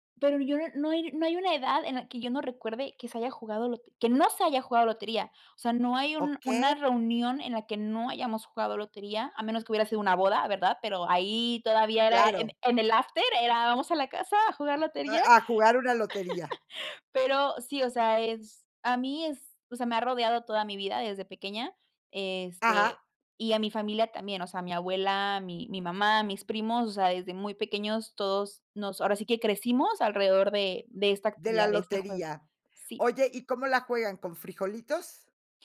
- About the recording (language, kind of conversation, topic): Spanish, podcast, ¿Qué actividad conecta a varias generaciones en tu casa?
- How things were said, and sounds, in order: other noise; laugh